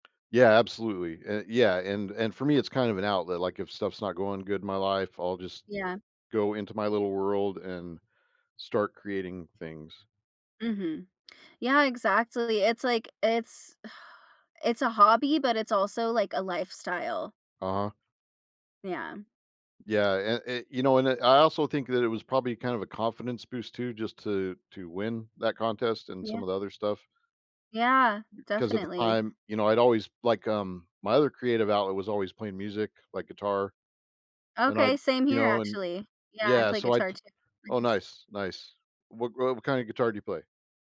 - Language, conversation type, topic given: English, unstructured, How have your hobbies helped you grow or understand yourself better?
- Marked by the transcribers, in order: other background noise; sigh; tapping; unintelligible speech